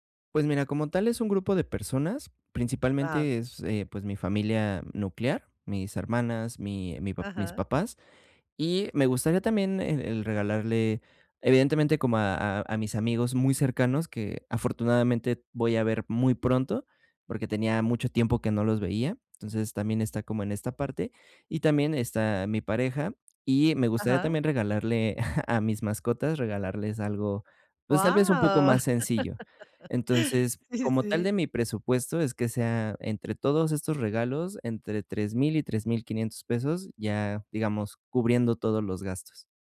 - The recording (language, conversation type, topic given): Spanish, advice, ¿Cómo puedo encontrar regalos significativos sin gastar mucho dinero?
- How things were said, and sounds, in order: chuckle; laugh